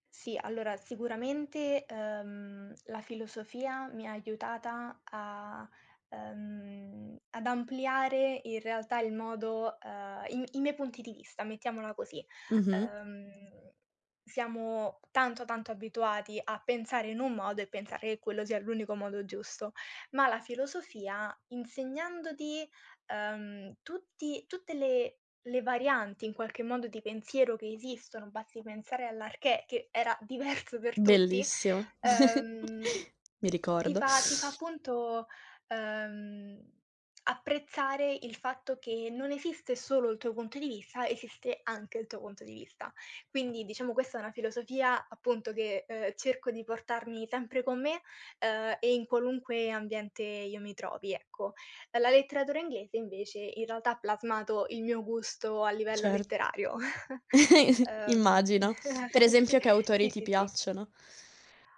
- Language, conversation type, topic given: Italian, unstructured, Qual è stata la tua materia preferita a scuola e perché?
- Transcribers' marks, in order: other background noise; laughing while speaking: "diverso"; chuckle; tapping; chuckle; chuckle